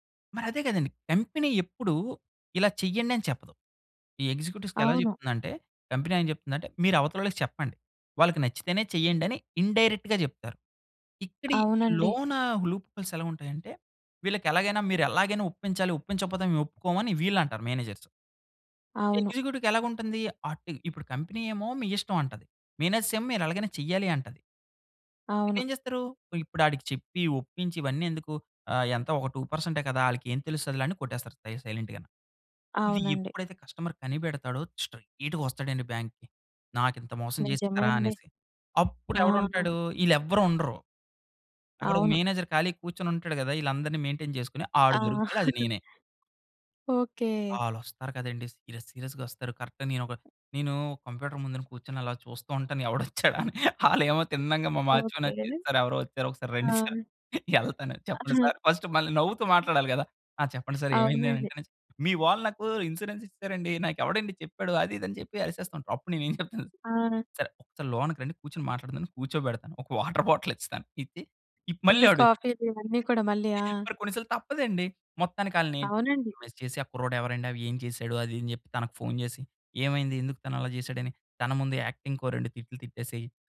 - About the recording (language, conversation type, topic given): Telugu, podcast, రోజువారీ ఆత్మవిశ్వాసం పెంచే చిన్న అలవాట్లు ఏవి?
- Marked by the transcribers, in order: in English: "కంపెనీ"; in English: "ఎగ్జిక్యూటివ్స్‌కి"; in English: "కంపెనీ"; in English: "ఇన్‌డైరెక్ట్‌గా"; in English: "లూప్ హోల్స్"; in English: "మేనేజర్స్"; in English: "ఎగ్జిక్యూటివ్‌కి"; in English: "కంపెనీ"; in English: "మేనేజ్ర్స్"; in English: "టూ"; in English: "సై సైలెంట్‌గాని"; in English: "కస్టమర్"; in English: "స్ట్రెయిట్‌గా"; in English: "బ్యాంక్‌కి"; in English: "మేనేజర్"; in English: "మెయిన్‌టెయిన్"; chuckle; in English: "సీరియస్ సీరియస్‌గా"; in English: "కరెక్ట్‌గా"; tapping; in English: "కంప్యూటర్"; laughing while speaking: "ఎవడొచ్చాడా? అని, ఆలు ఏమో తిన్నంగా … చెప్పండి సార్ ఏమైంది"; in English: "వాచ్మాన్"; in English: "సర్"; in English: "సార్"; in English: "సార్ ఫస్ట్"; other background noise; in English: "సార్"; in English: "ఇన్స్యూరెన్స్"; in English: "సర్, సర్"; in English: "వాటర్ బాటిల్"; in English: "ఐస్"; in English: "యాక్టింగ్‌కి"